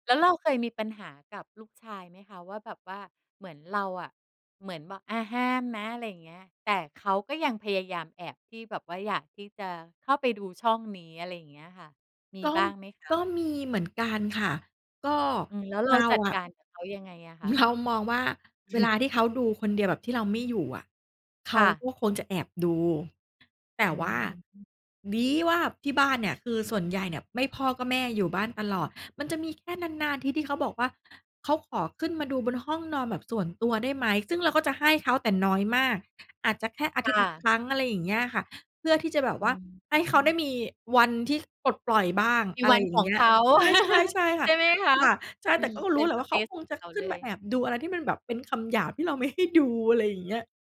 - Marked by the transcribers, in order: chuckle; stressed: "ดี"; background speech; laugh; tapping
- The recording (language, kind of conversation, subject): Thai, podcast, คุณสอนเด็กให้ใช้เทคโนโลยีอย่างปลอดภัยยังไง?